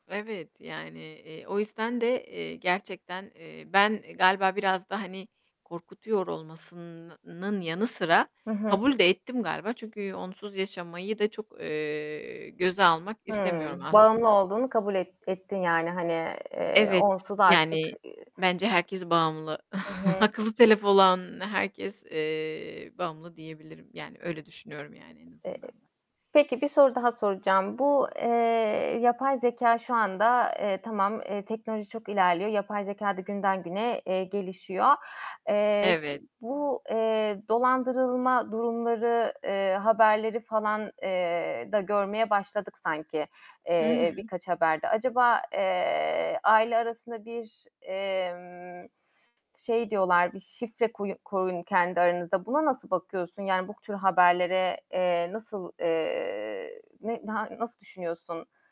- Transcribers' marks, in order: tapping; static; distorted speech; other background noise; chuckle; laughing while speaking: "Akıllı"; "telefon olan" said as "telefolan"
- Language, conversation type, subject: Turkish, podcast, Günlük hayatta yapay zekâyı en çok nerelerde görüyorsun, örnek verebilir misin?